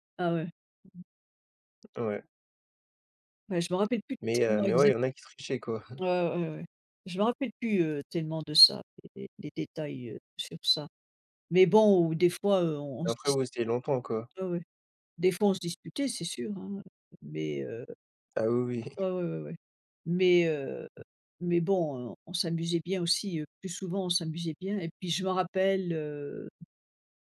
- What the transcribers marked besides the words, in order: chuckle; chuckle; tapping
- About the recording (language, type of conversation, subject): French, unstructured, Qu’est-ce que tu aimais faire quand tu étais plus jeune ?